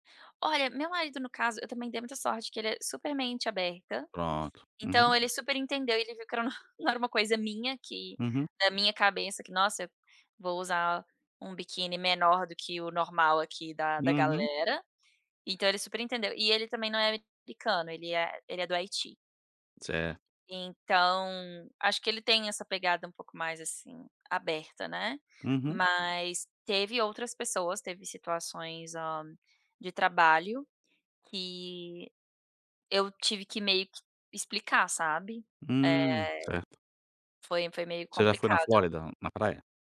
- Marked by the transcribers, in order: tapping; other background noise
- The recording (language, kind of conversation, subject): Portuguese, podcast, Como você explica seu estilo para quem não conhece sua cultura?